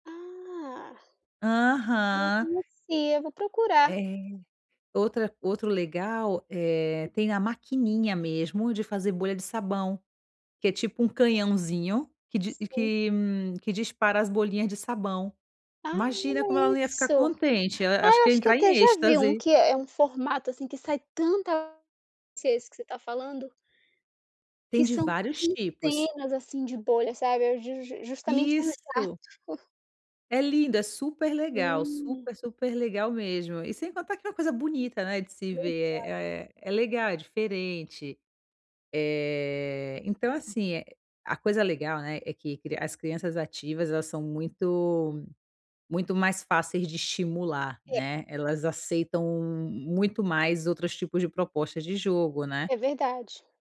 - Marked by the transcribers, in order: chuckle
- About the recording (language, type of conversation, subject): Portuguese, advice, Como posso criar um ambiente relaxante que favoreça o descanso e a diversão?